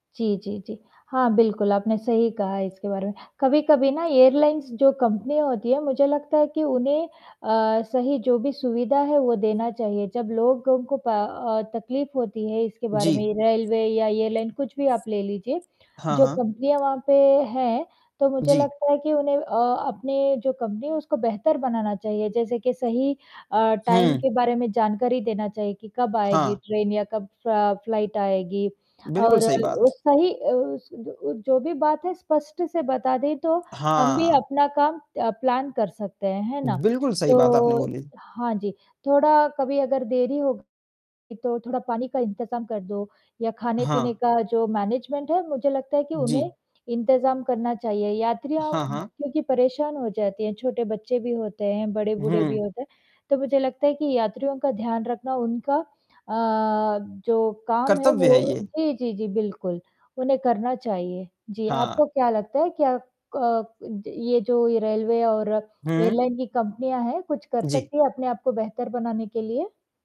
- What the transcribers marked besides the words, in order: in English: "एयरलाइंस"; distorted speech; in English: "एयरलाइन"; in English: "टाइम"; tapping; in English: "फ्लाइट"; in English: "प्लान"; in English: "मैनेजमेंट"; in English: "एयरलाइन"
- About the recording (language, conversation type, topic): Hindi, unstructured, फ्लाइट या ट्रेन में देरी होने पर आपको सबसे ज़्यादा गुस्सा कब आया?
- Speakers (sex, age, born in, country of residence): female, 35-39, India, India; male, 20-24, India, India